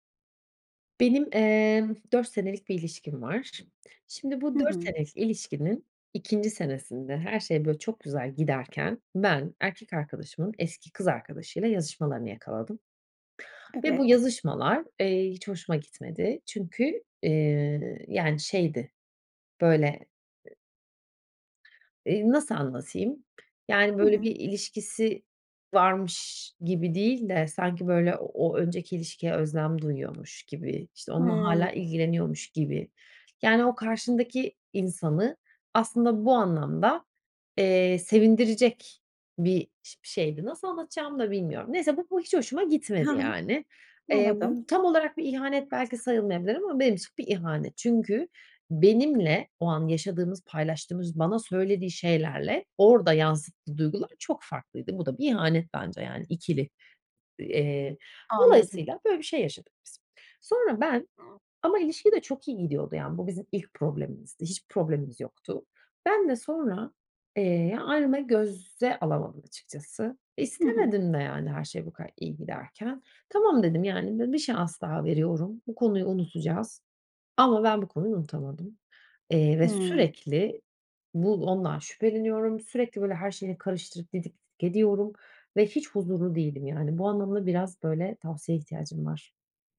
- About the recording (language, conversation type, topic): Turkish, advice, Aldatmanın ardından güveni neden yeniden inşa edemiyorum?
- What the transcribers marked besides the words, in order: other background noise; tapping; unintelligible speech